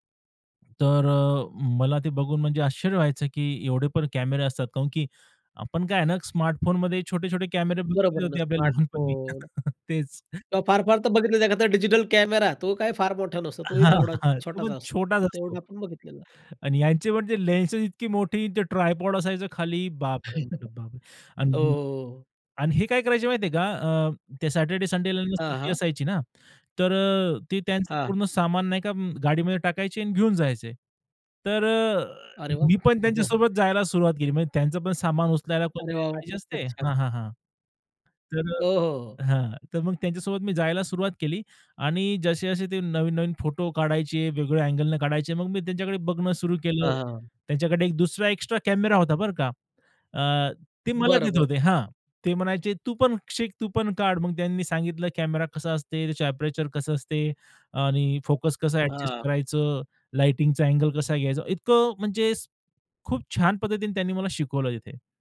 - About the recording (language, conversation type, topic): Marathi, podcast, मोकळ्या वेळेत तुम्हाला सहजपणे काय करायला किंवा बनवायला आवडतं?
- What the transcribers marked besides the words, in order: "का म्हणून" said as "काऊन"; chuckle; laughing while speaking: "हां, हां, तो पण छोटाच असतो"; in English: "ट्रायपॉड"; chuckle; other noise; chuckle; tapping; other background noise; in English: "एपरेचर"